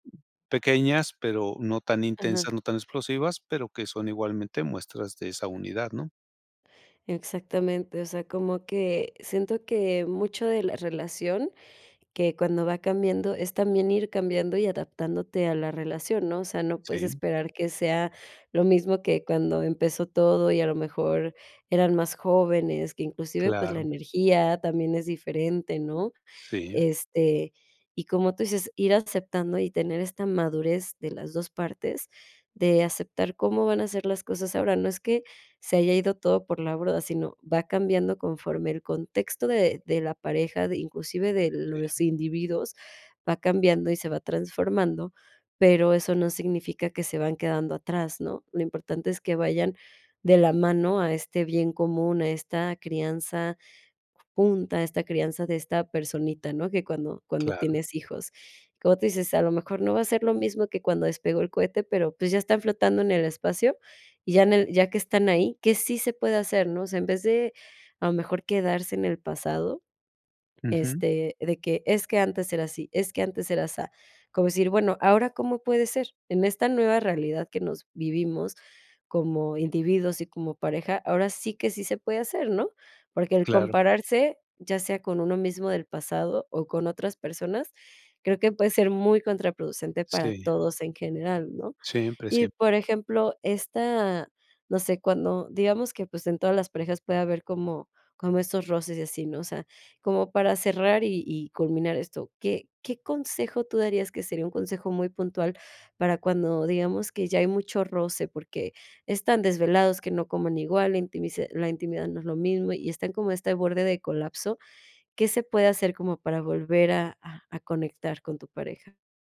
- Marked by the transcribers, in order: none
- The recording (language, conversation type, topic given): Spanish, podcast, ¿Qué haces para cuidar la relación de pareja siendo padres?